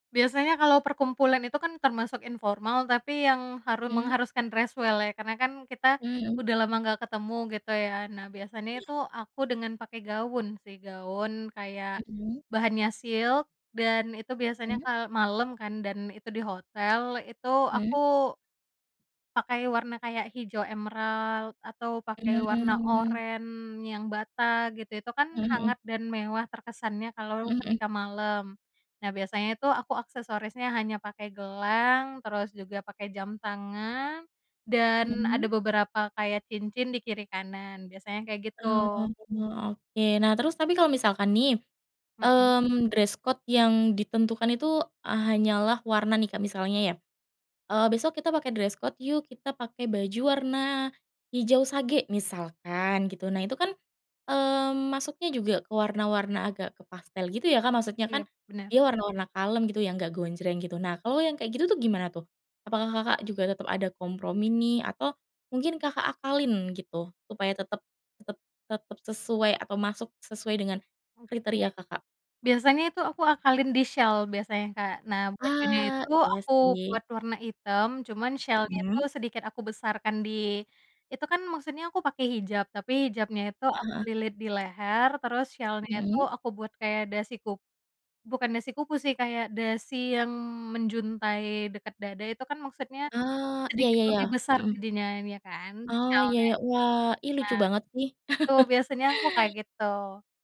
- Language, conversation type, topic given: Indonesian, podcast, Bagaimana kamu memilih pakaian untuk menunjukkan jati dirimu yang sebenarnya?
- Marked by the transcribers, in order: in English: "dress well"; in English: "silk"; in English: "dress code"; in English: "dress code"; chuckle